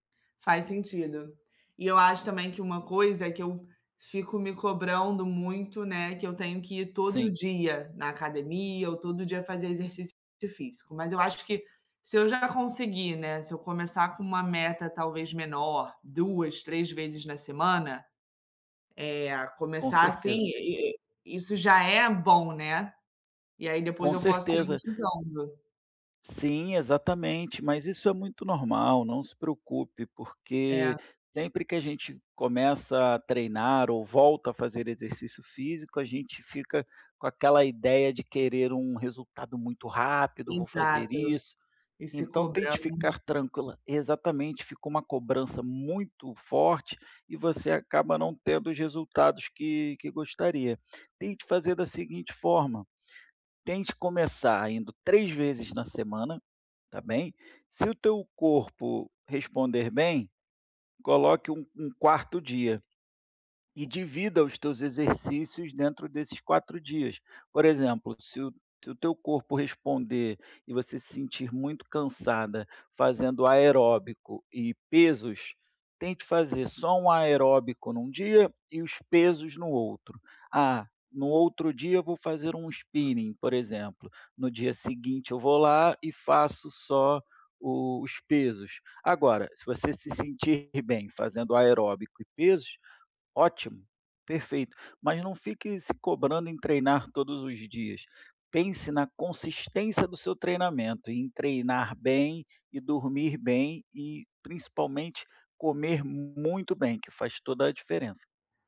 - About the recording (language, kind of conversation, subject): Portuguese, advice, Como posso ser mais consistente com os exercícios físicos?
- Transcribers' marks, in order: other background noise; tapping; in English: "spinning"